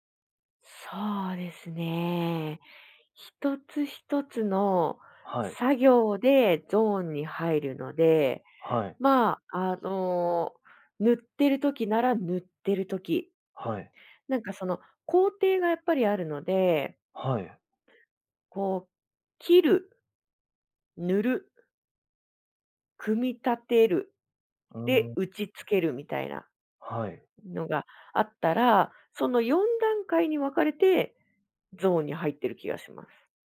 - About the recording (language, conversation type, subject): Japanese, podcast, 趣味に没頭して「ゾーン」に入ったと感じる瞬間は、どんな感覚ですか？
- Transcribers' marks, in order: none